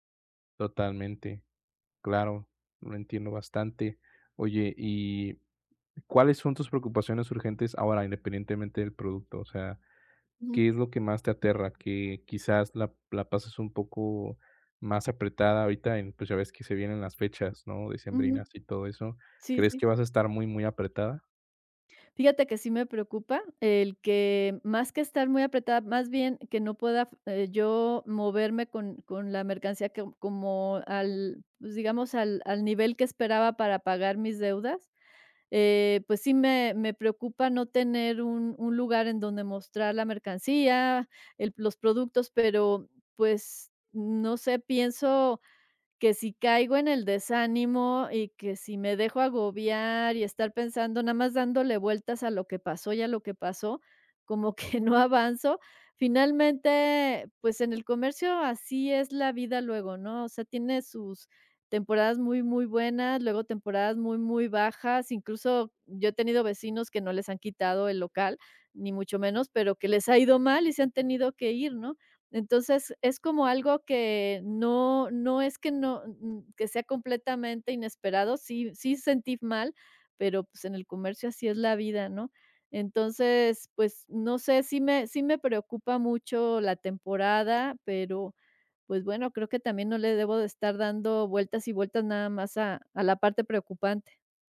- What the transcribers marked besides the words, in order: laughing while speaking: "que"; other background noise
- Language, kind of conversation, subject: Spanish, advice, ¿Cómo estás manejando la incertidumbre tras un cambio inesperado de trabajo?